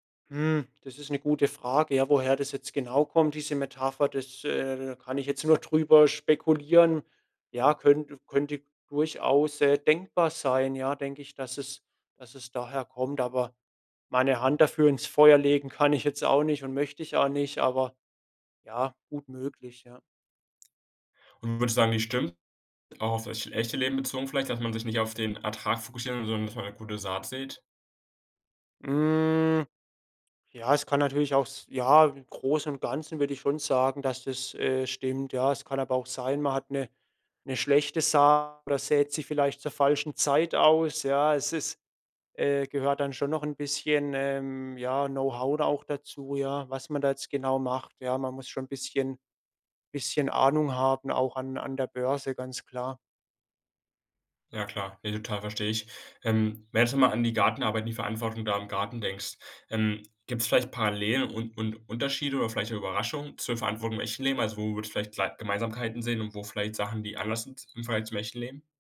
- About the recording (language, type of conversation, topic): German, podcast, Was kann uns ein Garten über Verantwortung beibringen?
- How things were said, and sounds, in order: drawn out: "Hm"